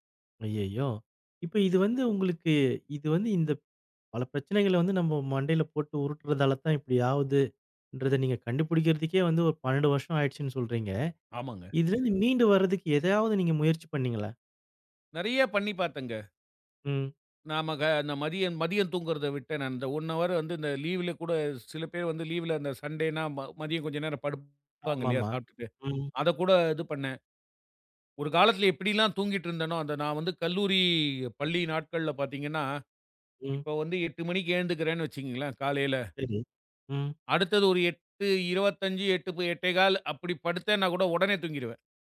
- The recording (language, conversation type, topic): Tamil, podcast, இரவில் தூக்கம் வராமல் இருந்தால் நீங்கள் என்ன செய்கிறீர்கள்?
- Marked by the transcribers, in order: other noise; in English: "ஒன் ஹவர்"; in English: "சண்டேன்னா"